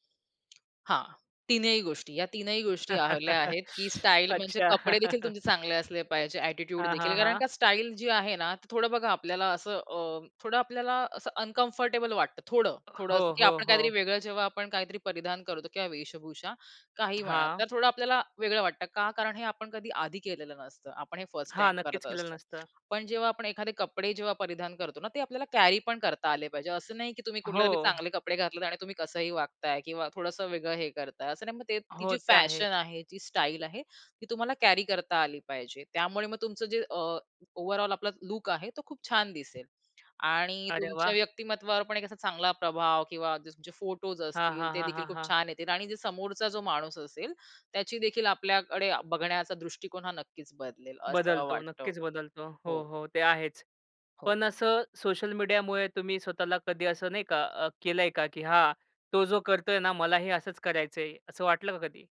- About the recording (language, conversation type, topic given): Marathi, podcast, सामाजिक माध्यमांचा तुमच्या पेहरावाच्या शैलीवर कसा परिणाम होतो?
- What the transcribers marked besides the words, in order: tapping; chuckle; laughing while speaking: "अच्छा!"; other background noise; chuckle; in English: "ॲटिट्यूड"; in English: "अनकम्फर्टेबल"; other noise; in English: "कॅरी"; in English: "कॅरी"; in English: "ओव्हरऑल"